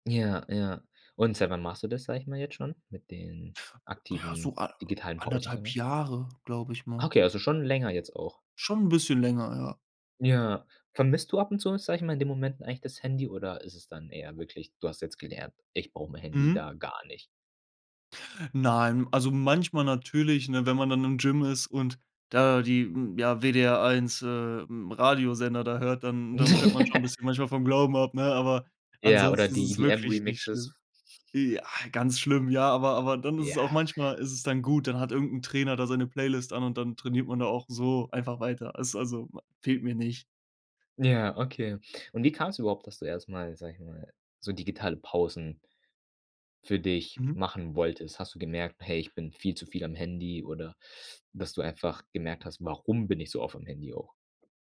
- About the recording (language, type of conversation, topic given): German, podcast, Wie schaltest du digital ab, um klarer zu denken?
- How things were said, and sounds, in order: other background noise; laugh